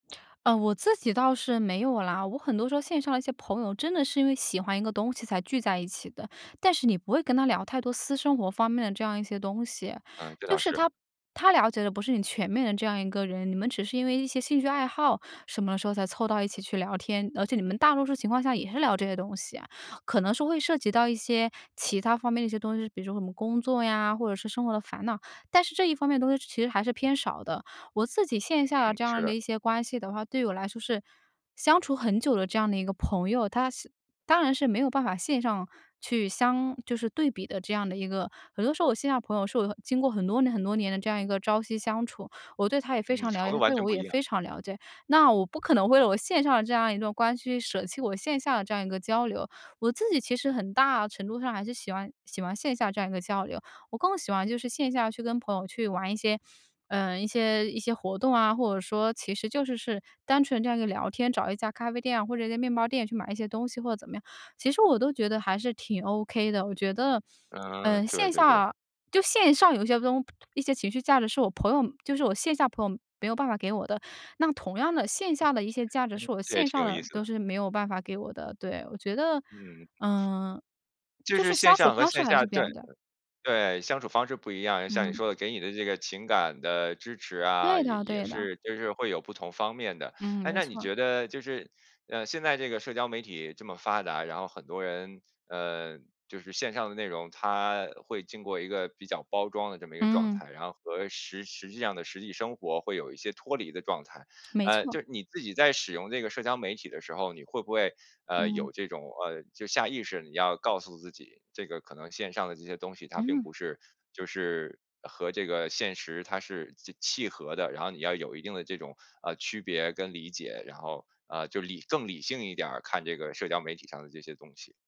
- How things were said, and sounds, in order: none
- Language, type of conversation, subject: Chinese, podcast, 你平时如何决定要不要把线上关系发展到线下见面？